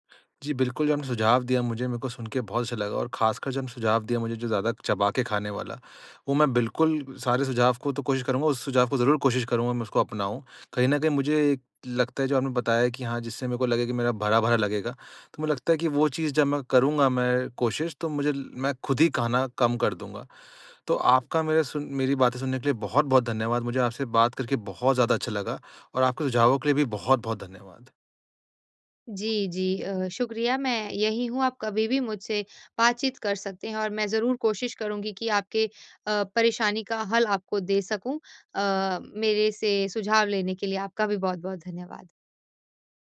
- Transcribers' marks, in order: none
- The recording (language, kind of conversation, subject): Hindi, advice, भोजन में आत्म-नियंत्रण की कमी